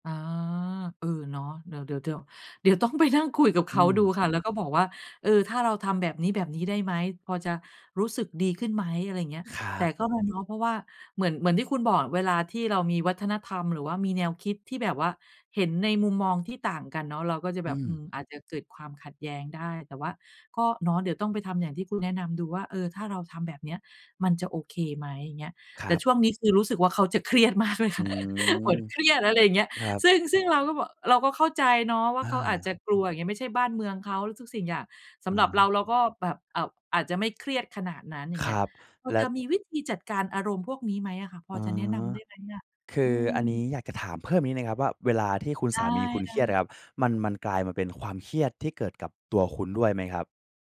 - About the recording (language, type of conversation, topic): Thai, advice, เราจะปรับตัวในช่วงความไม่แน่นอนและเปลี่ยนการสูญเสียให้เป็นโอกาสได้อย่างไร?
- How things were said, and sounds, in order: laughing while speaking: "เขาจะเครียดมากเลยค่ะ"; chuckle